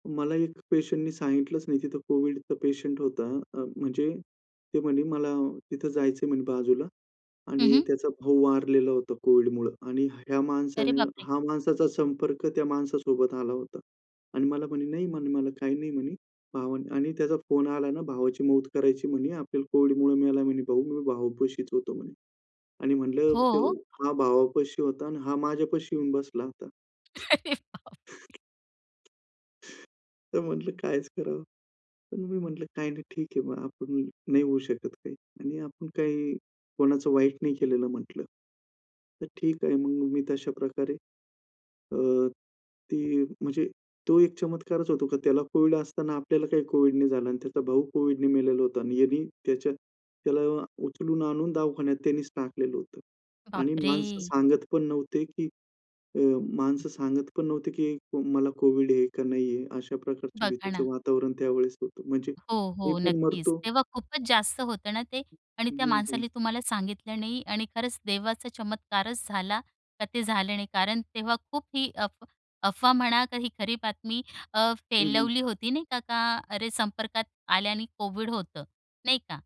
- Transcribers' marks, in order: surprised: "अरे बापरे!"; other background noise; laughing while speaking: "अरे बापरे!"; chuckle; tapping; chuckle; other noise; "फैलवली" said as "फेलवली"
- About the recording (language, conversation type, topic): Marathi, podcast, आर्थिक अडचणींना तुम्ही कसे सामोरे गेलात?